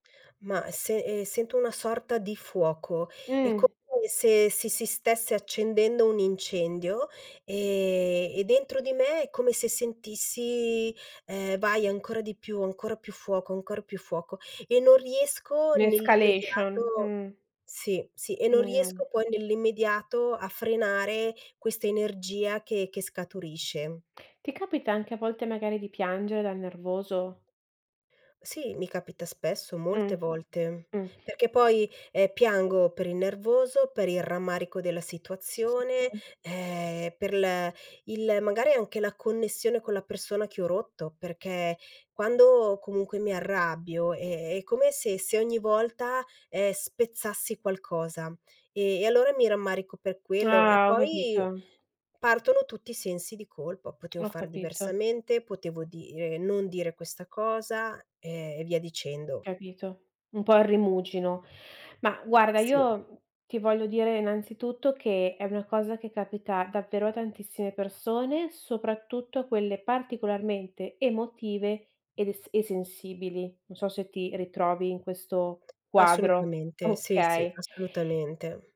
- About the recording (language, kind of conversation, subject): Italian, advice, Perché fai fatica a calmarti dopo una discussione?
- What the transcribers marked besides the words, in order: drawn out: "e"; tapping; other background noise; unintelligible speech; "rimuginio" said as "rimugino"